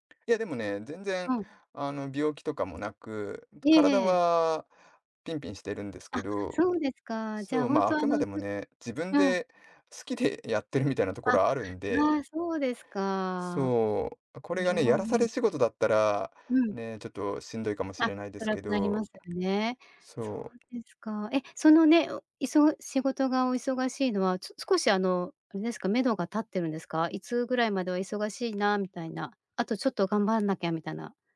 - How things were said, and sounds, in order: other noise; tapping
- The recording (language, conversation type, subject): Japanese, advice, 自分のための時間を確保できないのはなぜですか？